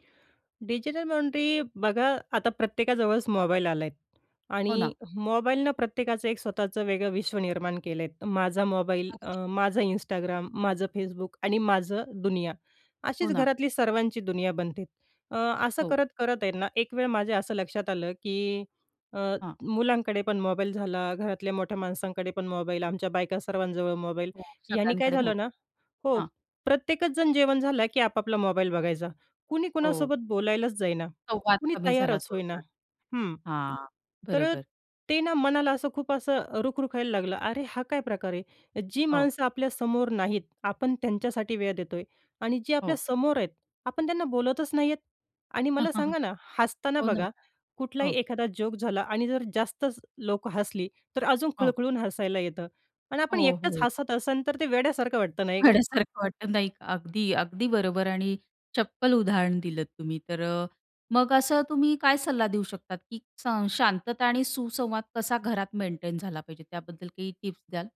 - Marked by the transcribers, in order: tapping; chuckle; laughing while speaking: "वेड्यासारखं वाटतं"
- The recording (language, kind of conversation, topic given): Marathi, podcast, घरात शांतता आणि सुसंवाद तुम्ही कसा टिकवता?